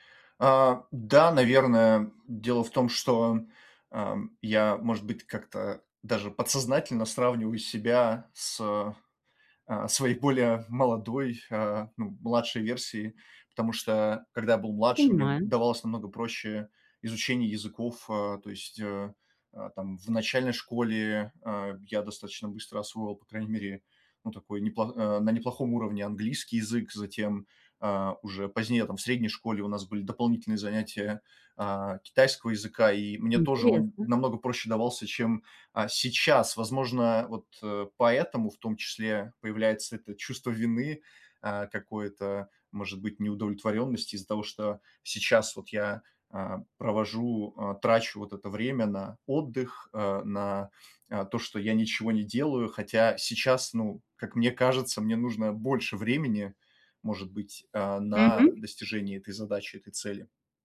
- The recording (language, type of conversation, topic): Russian, advice, Как перестать корить себя за отдых и перерывы?
- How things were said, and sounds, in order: tapping